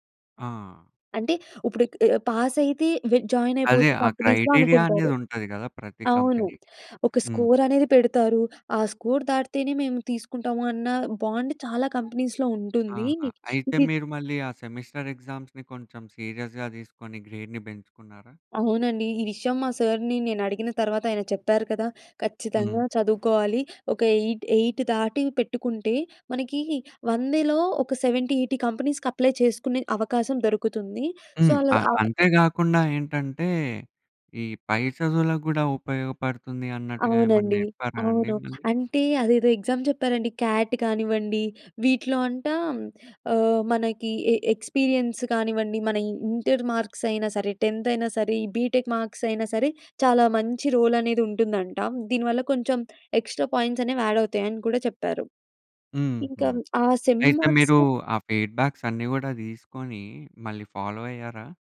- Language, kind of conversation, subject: Telugu, podcast, నువ్వు మెంటర్‌ను ఎలాంటి ప్రశ్నలు అడుగుతావు?
- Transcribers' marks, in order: in English: "పాస్"; in English: "జాయిన్"; in English: "క్రైటీరియా"; in English: "కంపెనీస్‌లో"; in English: "కంపెనీకి"; in English: "స్కోర్"; in English: "స్కోర్"; in English: "బాండ్"; in English: "కంపెనీస్‌లో"; in English: "సెమిస్టర్ ఎగ్జామ్స్‌ని"; in English: "సీరియస్‌గా"; in English: "గ్రేడ్‌ని"; in English: "సర్‌ని"; in English: "ఎయిట్ ఎయిట్"; in English: "సెవెంటీ ఎయిటీ కంపెనీస్‌కి అప్లై"; in English: "సో"; in English: "ఎగ్జామ్"; in English: "క్యాట్"; in English: "ఎ ఎక్స్‌పీరియన్స్"; in English: "మార్క్స్"; in English: "టెన్త్"; in English: "బీటెక్ మార్క్స్"; in English: "రోల్"; in English: "ఎక్స్‌ట్రా పాయింట్స్"; in English: "యాడ్"; in English: "సెమ్ మాక్స్"; in English: "ఫీడ్‌బ్యాక్స్"; other background noise; in English: "ఫాలో"